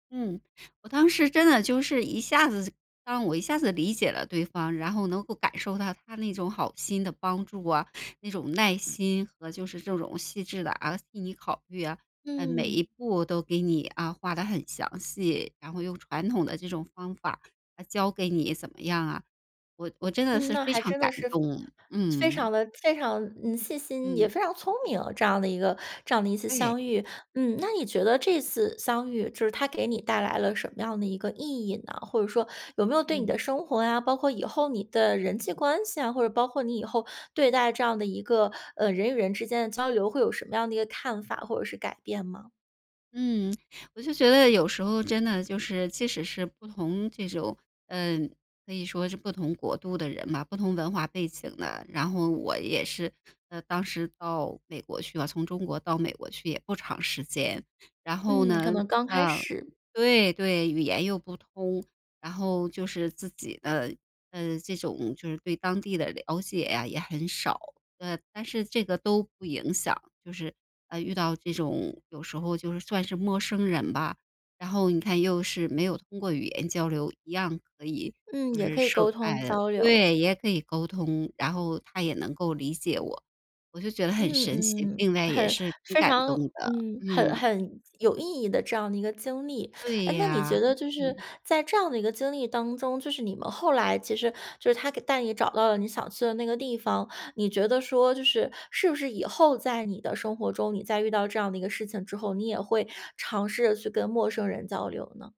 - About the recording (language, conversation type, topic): Chinese, podcast, 能跟我讲讲一次超越语言的相遇吗？
- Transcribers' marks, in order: none